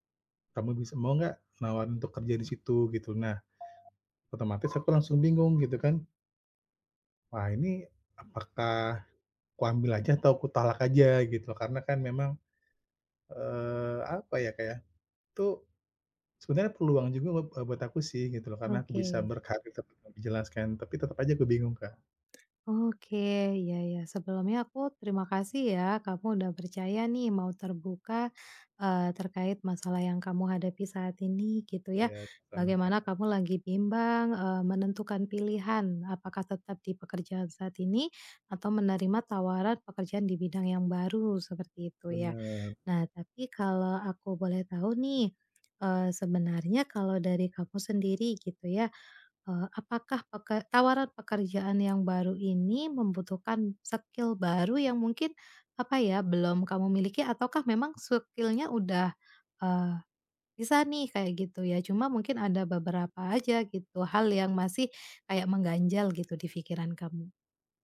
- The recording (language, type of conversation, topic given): Indonesian, advice, Bagaimana cara memutuskan apakah saya sebaiknya menerima atau menolak tawaran pekerjaan di bidang yang baru bagi saya?
- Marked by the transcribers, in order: alarm; other background noise; in English: "skill"; in English: "skill-nya"